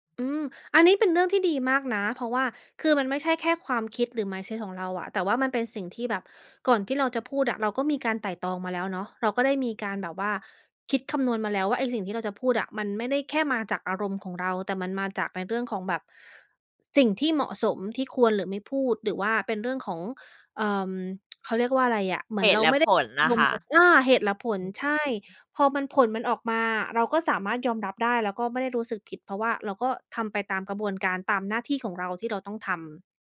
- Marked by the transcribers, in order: tsk; other background noise
- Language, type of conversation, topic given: Thai, podcast, เวลาถูกให้ข้อสังเกต คุณชอบให้คนพูดตรงๆ หรือพูดอ้อมๆ มากกว่ากัน?